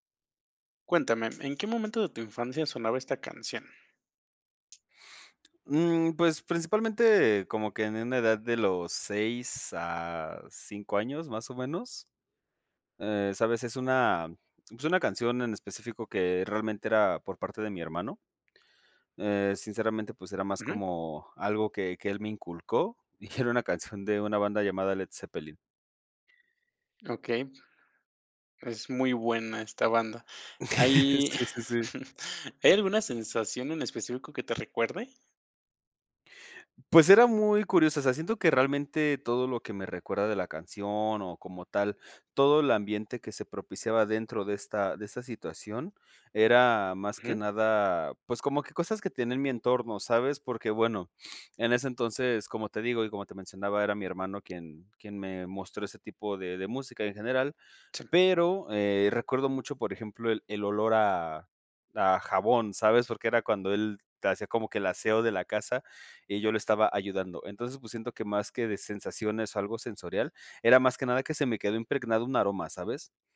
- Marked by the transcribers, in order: other background noise; chuckle; chuckle; sniff
- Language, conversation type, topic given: Spanish, podcast, ¿Qué canción o música te recuerda a tu infancia y por qué?